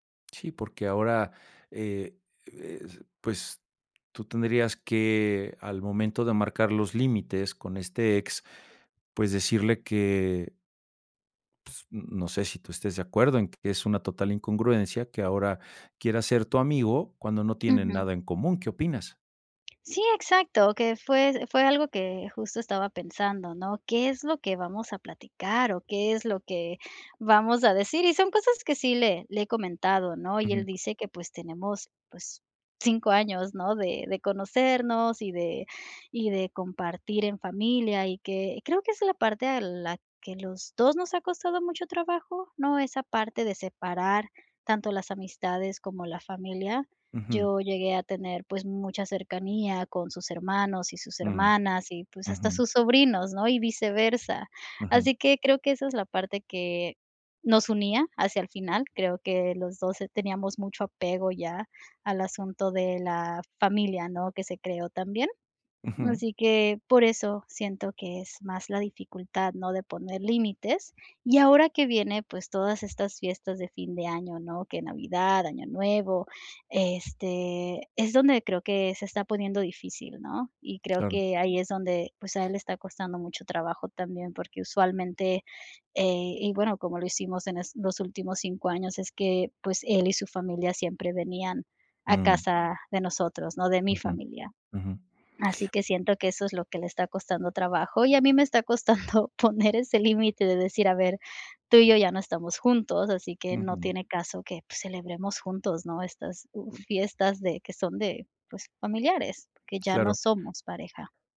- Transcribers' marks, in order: other background noise; tapping; laughing while speaking: "costando poner ese límite"
- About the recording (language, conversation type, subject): Spanish, advice, ¿Cómo puedo poner límites claros a mi ex que quiere ser mi amigo?